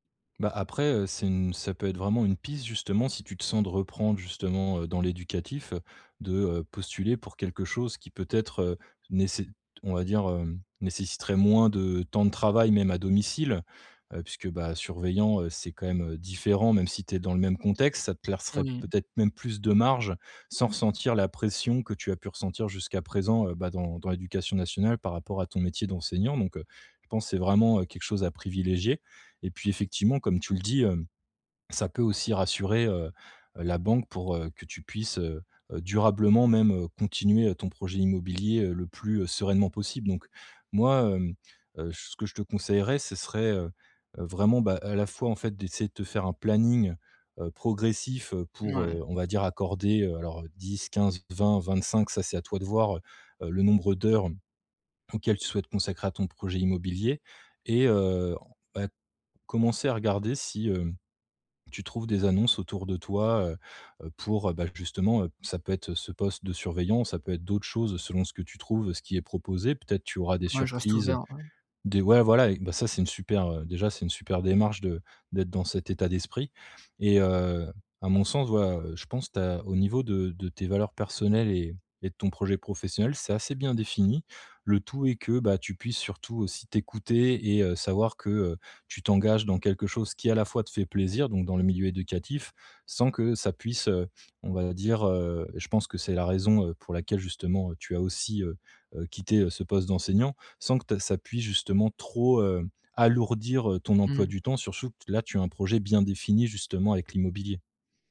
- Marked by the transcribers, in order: "laisserait" said as "plaisserait"; "surtout" said as "sursou"
- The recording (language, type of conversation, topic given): French, advice, Comment puis-je clarifier mes valeurs personnelles pour choisir un travail qui a du sens ?